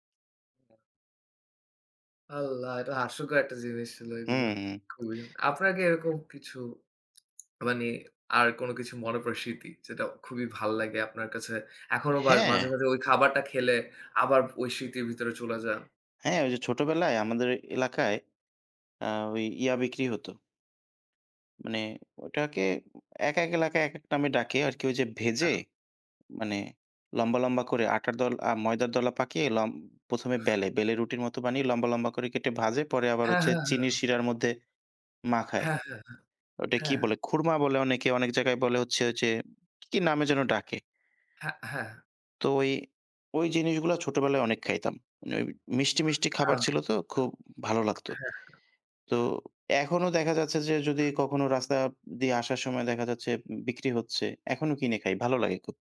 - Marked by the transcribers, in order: other background noise; tapping; "রাস্তা" said as "রাস্তাব"
- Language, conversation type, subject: Bengali, unstructured, খাবার নিয়ে আপনার সবচেয়ে মজার স্মৃতিটি কী?